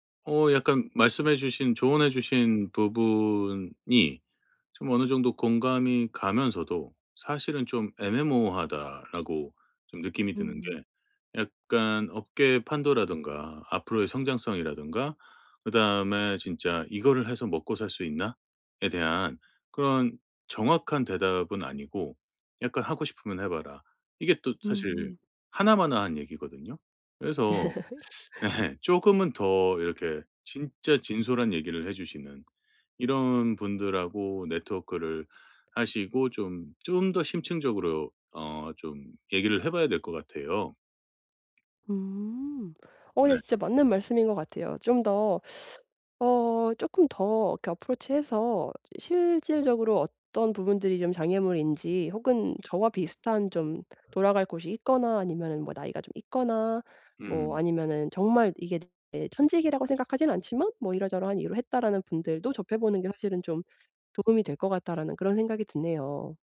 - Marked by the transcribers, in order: other background noise; laugh; laughing while speaking: "예"; tapping; teeth sucking; in English: "approach"
- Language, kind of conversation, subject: Korean, advice, 내 목표를 이루는 데 어떤 장애물이 생길 수 있나요?